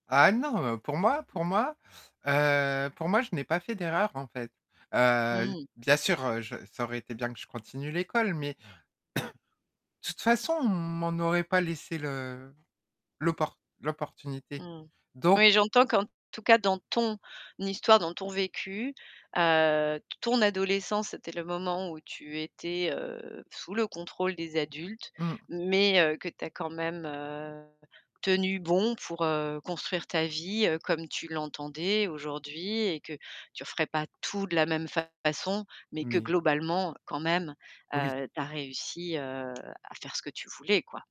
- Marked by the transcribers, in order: tapping; static; cough; other background noise; distorted speech
- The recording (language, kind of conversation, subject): French, podcast, Quel conseil donnerais-tu à ton toi adolescent ?